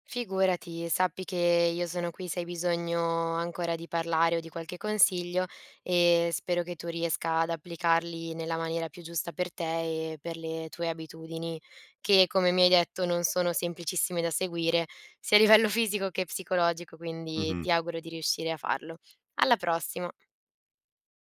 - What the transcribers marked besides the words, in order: laughing while speaking: "sia a livello"
- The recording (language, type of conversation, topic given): Italian, advice, Come posso mantenere abitudini sane quando viaggio o nei fine settimana fuori casa?